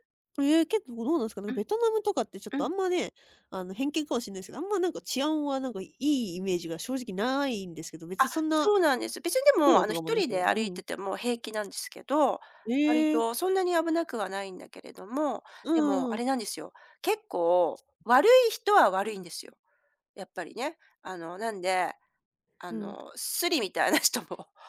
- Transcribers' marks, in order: other background noise
- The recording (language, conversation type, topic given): Japanese, podcast, 旅先で出会った人に助けられた経験を聞かせてくれますか？
- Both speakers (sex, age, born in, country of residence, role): female, 20-24, Japan, Japan, host; female, 50-54, Japan, Japan, guest